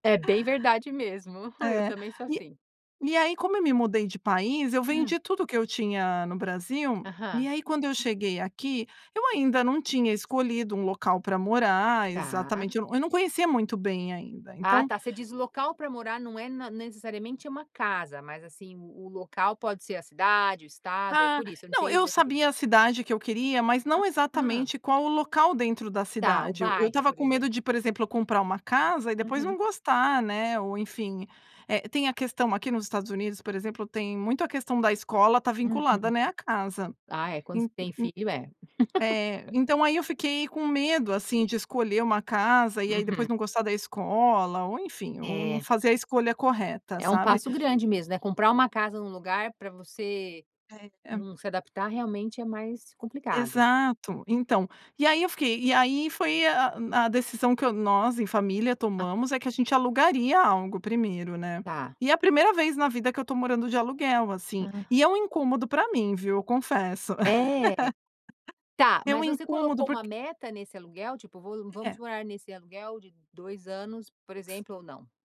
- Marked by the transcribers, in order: laugh; laugh; tapping
- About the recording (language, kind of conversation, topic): Portuguese, podcast, Como equilibrar o prazer imediato com metas de longo prazo?
- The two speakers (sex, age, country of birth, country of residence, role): female, 40-44, Brazil, United States, guest; female, 50-54, United States, United States, host